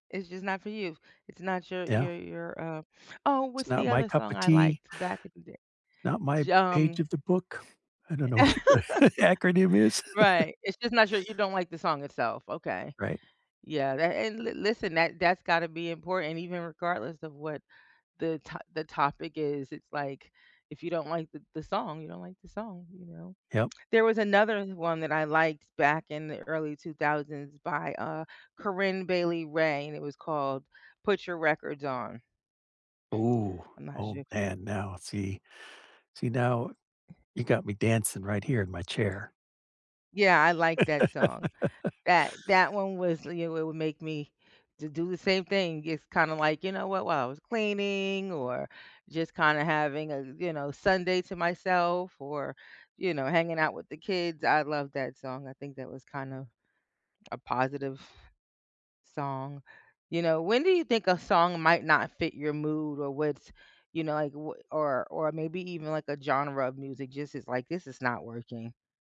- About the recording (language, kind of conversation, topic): English, unstructured, What song instantly puts you in a good mood?
- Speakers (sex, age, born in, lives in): female, 50-54, United States, United States; male, 55-59, United States, United States
- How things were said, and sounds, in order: other background noise; laughing while speaking: "what the acronym is"; laugh; chuckle; laugh